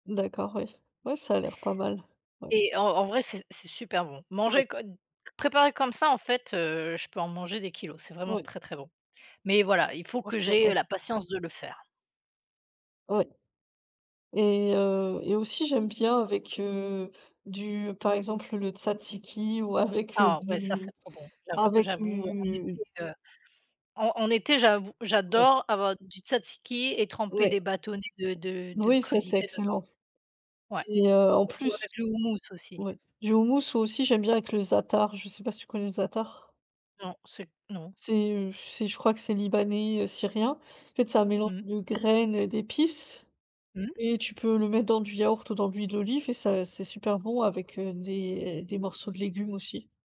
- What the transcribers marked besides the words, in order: "kilogrammes" said as "kilos"; other background noise; tapping
- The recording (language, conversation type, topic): French, unstructured, Préférez-vous les fruits ou les légumes dans votre alimentation ?